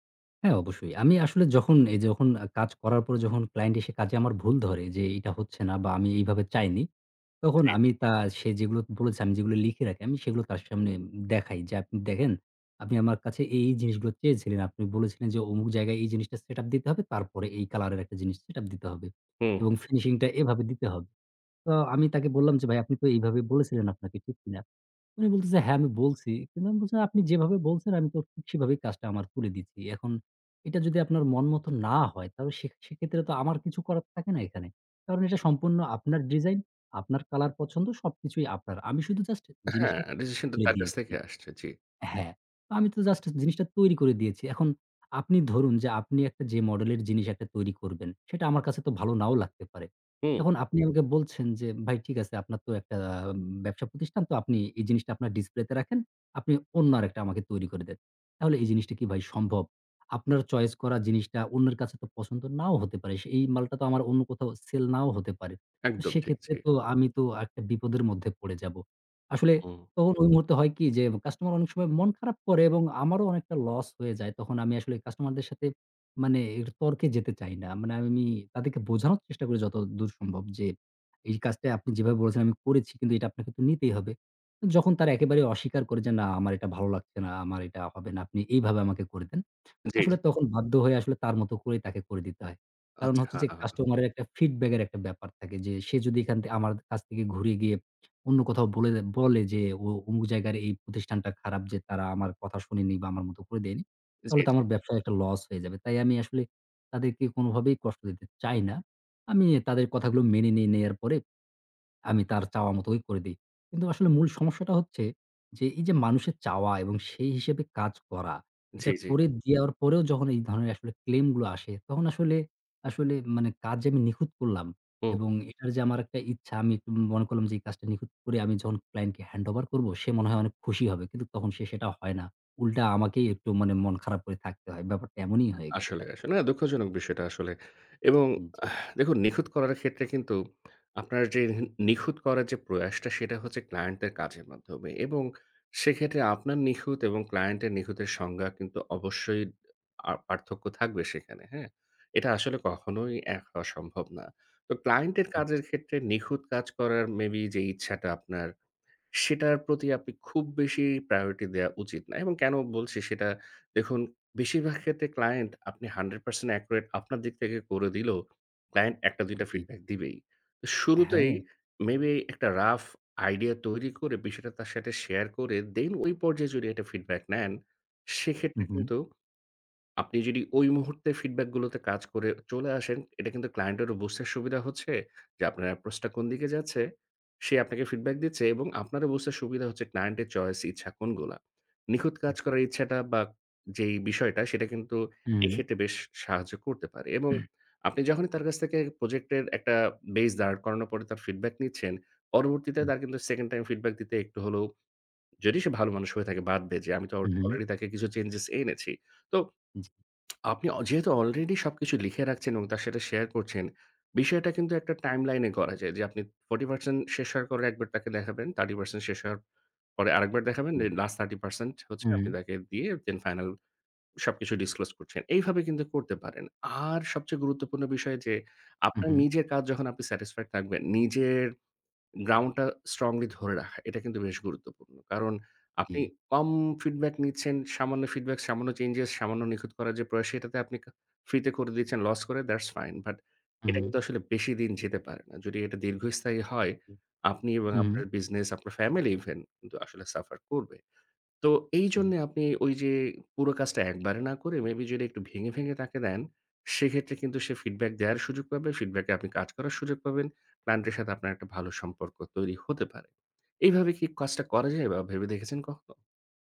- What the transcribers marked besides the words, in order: tapping; "একটু" said as "এটু"; other background noise; unintelligible speech; throat clearing; unintelligible speech; "কাজটা" said as "কজটা"
- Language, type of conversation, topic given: Bengali, advice, কেন নিখুঁত করতে গিয়ে আপনার কাজগুলো শেষ করতে পারছেন না?